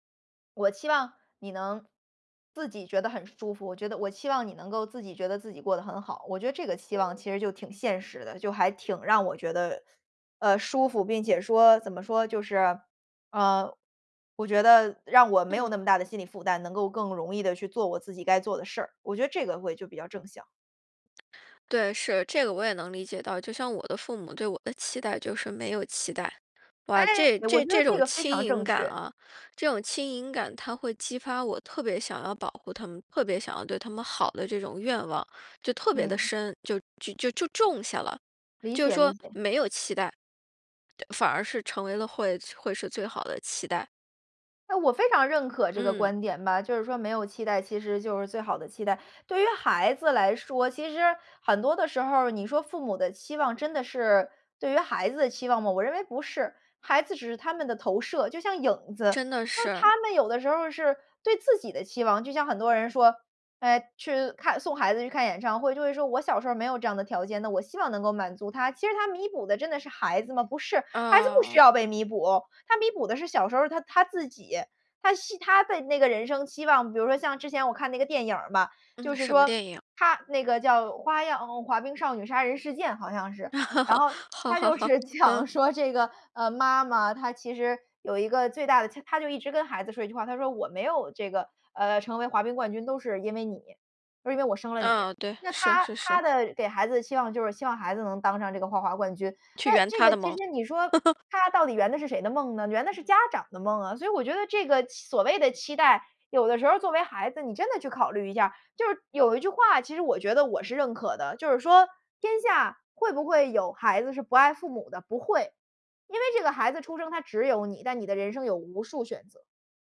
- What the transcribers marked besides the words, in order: other background noise; lip smack; "花漾少女杀人事件" said as "花样滑冰少女杀人事件"; laugh; laughing while speaking: "好 好 好，嗯"; laughing while speaking: "讲说这个"; laugh
- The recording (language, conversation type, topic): Chinese, podcast, 爸妈对你最大的期望是什么?